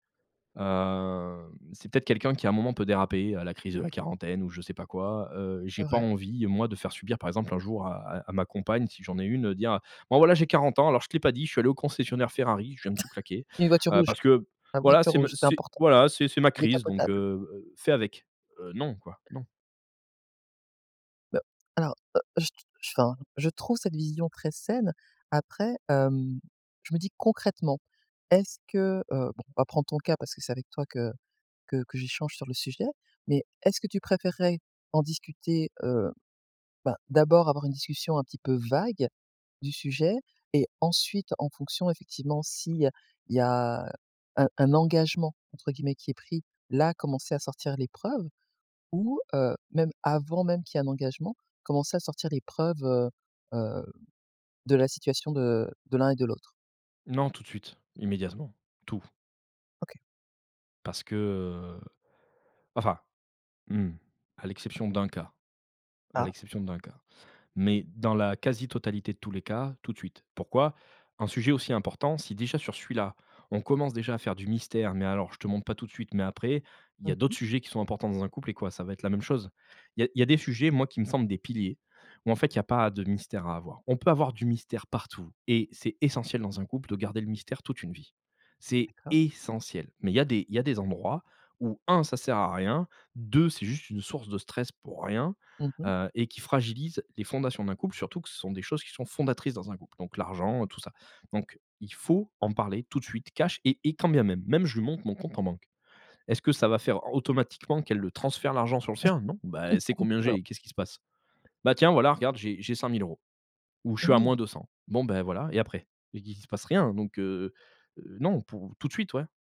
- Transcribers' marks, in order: drawn out: "heu"; chuckle; stressed: "engagement"; drawn out: "que"; stressed: "essentiel"; stressed: "faut"; chuckle; laughing while speaking: "Non"; tapping
- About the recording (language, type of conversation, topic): French, podcast, Comment parles-tu d'argent avec ton partenaire ?